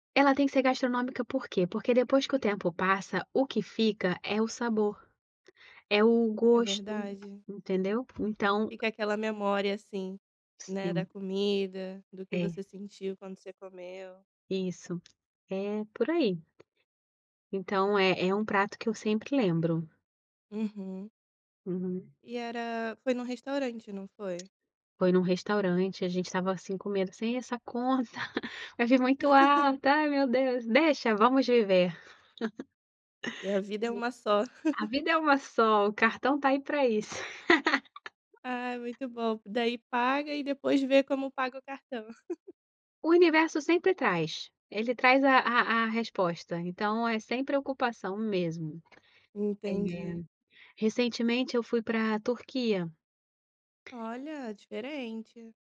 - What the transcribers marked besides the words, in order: tapping; laugh; laugh; laugh; laugh
- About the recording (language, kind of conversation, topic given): Portuguese, podcast, Qual foi a melhor comida que você experimentou viajando?